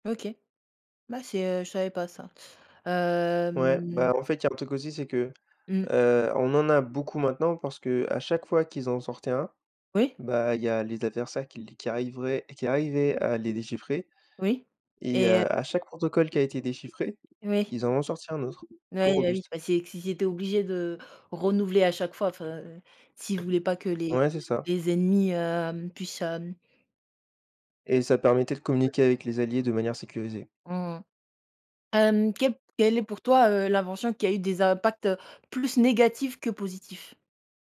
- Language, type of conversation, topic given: French, unstructured, Quelle invention scientifique a le plus changé le monde, selon toi ?
- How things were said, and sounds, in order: drawn out: "hem"; tapping; other background noise